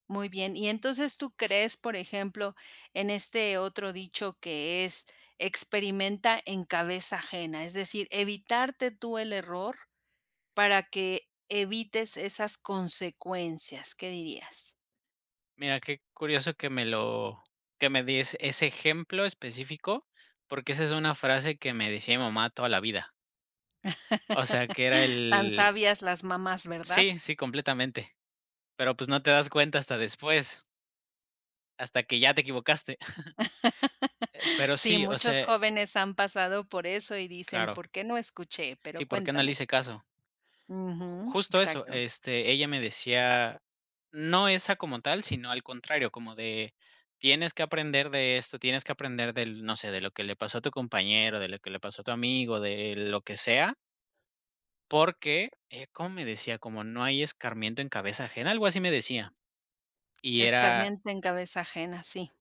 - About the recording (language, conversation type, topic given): Spanish, podcast, ¿Qué papel juegan los errores en tu aprendizaje?
- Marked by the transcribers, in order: laugh; tapping; laugh; chuckle